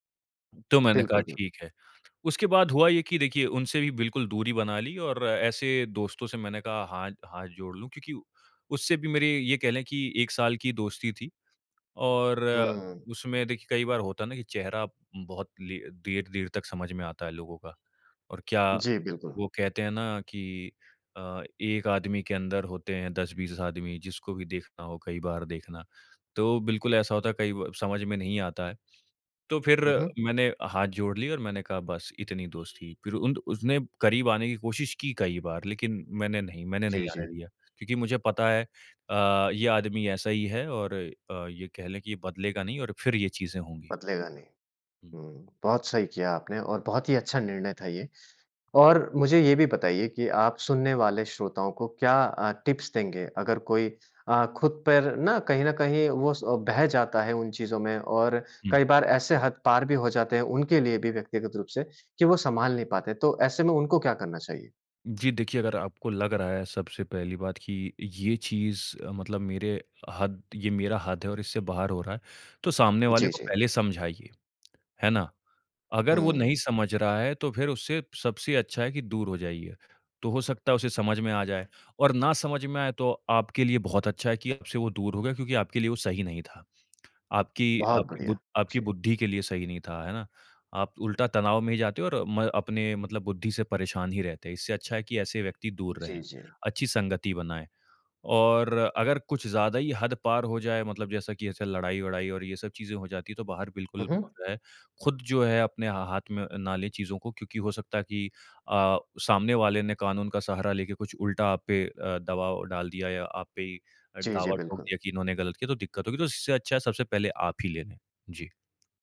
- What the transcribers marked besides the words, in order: tapping; in English: "टिप्स"; tongue click; other background noise
- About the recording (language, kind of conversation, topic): Hindi, podcast, कोई बार-बार आपकी हद पार करे तो आप क्या करते हैं?